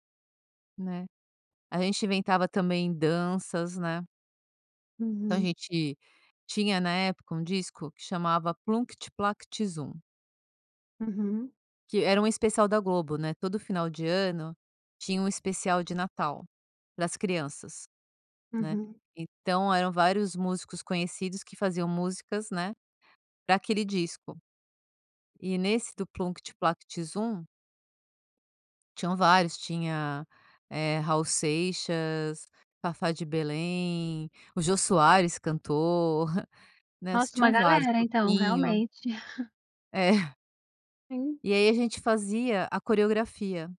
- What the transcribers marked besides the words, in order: tapping; laugh; other noise
- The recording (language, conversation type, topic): Portuguese, podcast, Que aventuras você inventava com os amigos na rua ou no quintal quando era criança?